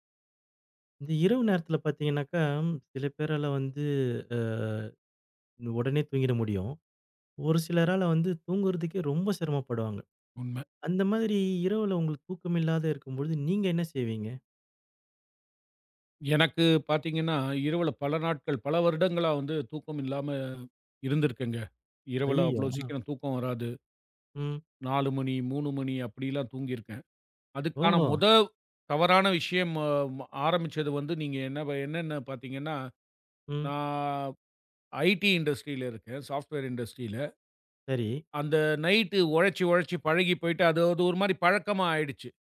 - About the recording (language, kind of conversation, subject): Tamil, podcast, இரவில் தூக்கம் வராமல் இருந்தால் நீங்கள் என்ன செய்கிறீர்கள்?
- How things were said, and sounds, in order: in English: "ஐடீ இண்டஸ்ட்ரில"; in English: "சாப்ட்வேர் இண்டஸ்ட்ரில"; in English: "நைட்டு"